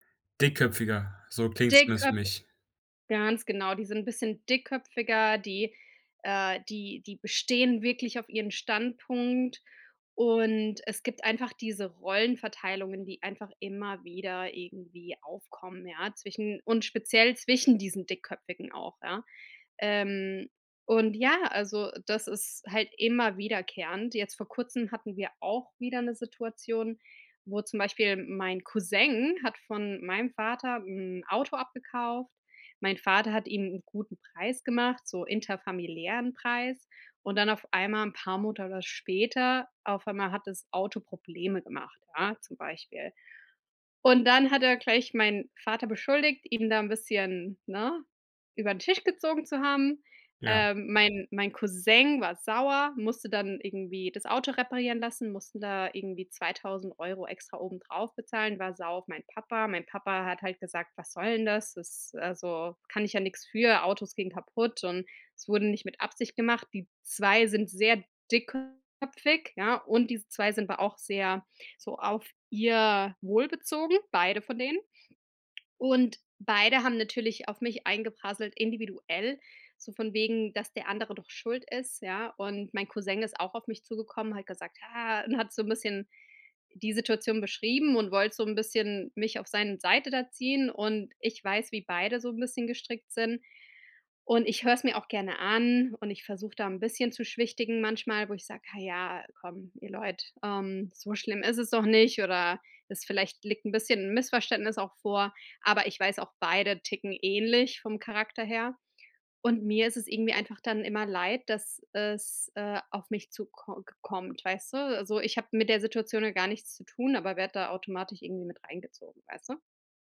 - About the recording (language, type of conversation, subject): German, advice, Wie können wir Rollen und Aufgaben in der erweiterten Familie fair aufteilen?
- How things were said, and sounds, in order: "Monate" said as "Montager"; other background noise; put-on voice: "Ja"